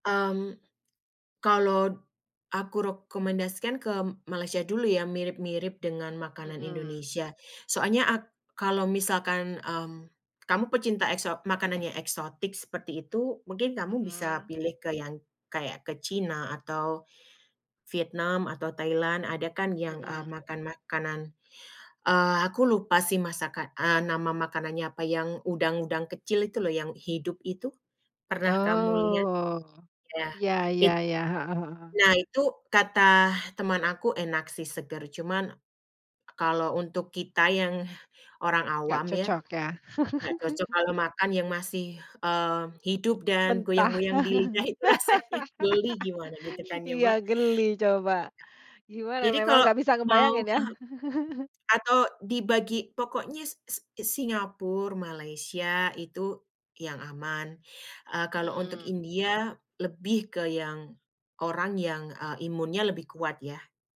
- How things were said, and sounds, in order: "kalau" said as "kalot"; "rekomendasikan" said as "rokomendasikan"; drawn out: "Oh"; "kata" said as "katah"; chuckle; laugh; laughing while speaking: "itu rasanya"; other background noise; chuckle; "Singapura" said as "Singapur"
- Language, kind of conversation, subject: Indonesian, podcast, Ceritakan pengalaman makan jajanan kaki lima yang paling berkesan?